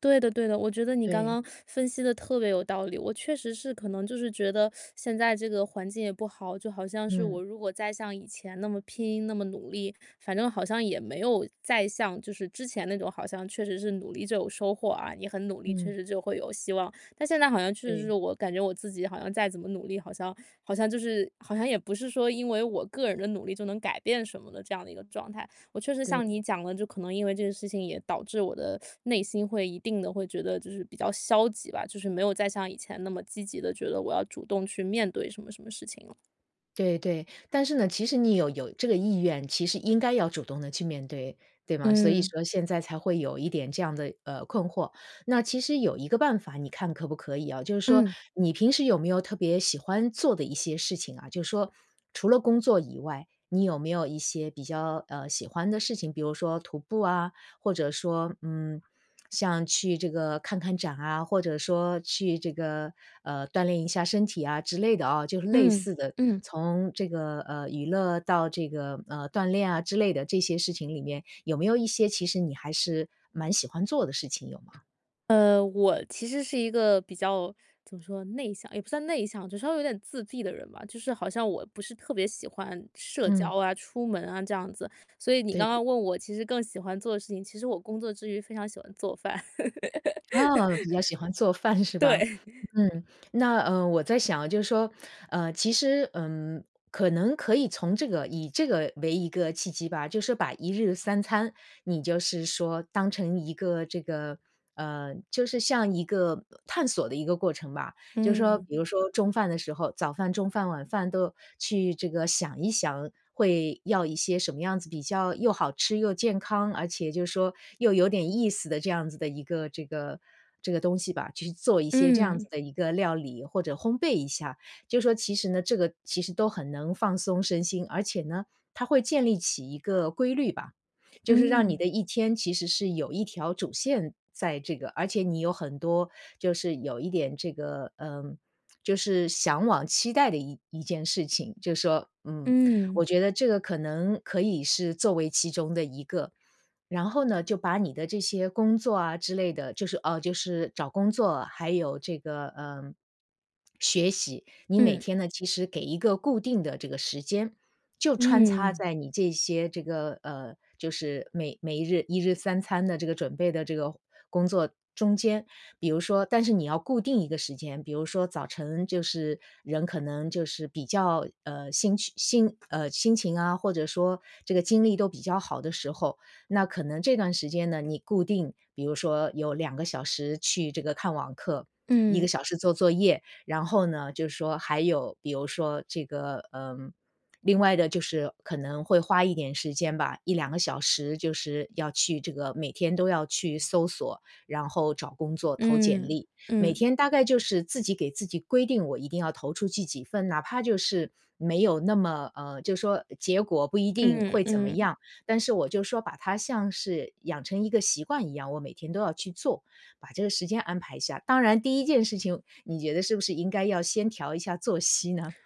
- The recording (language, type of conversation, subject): Chinese, advice, 我怎样分辨自己是真正需要休息，还是只是在拖延？
- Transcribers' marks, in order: teeth sucking; teeth sucking; other noise; other background noise; laugh; tapping